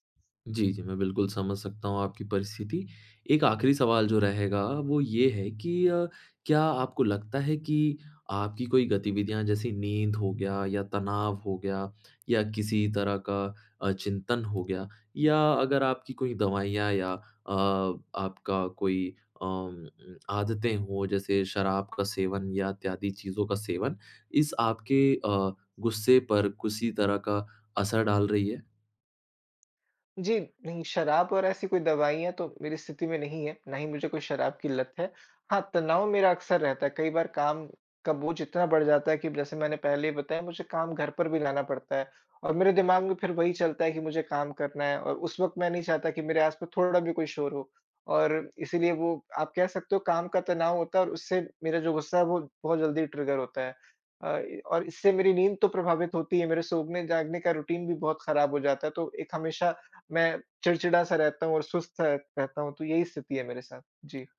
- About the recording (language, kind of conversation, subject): Hindi, advice, जब मुझे अचानक गुस्सा आता है और बाद में अफसोस होता है, तो मैं इससे कैसे निपटूँ?
- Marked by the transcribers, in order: "किसी" said as "कुसी"; in English: "ट्रिगर"; in English: "रूटीन"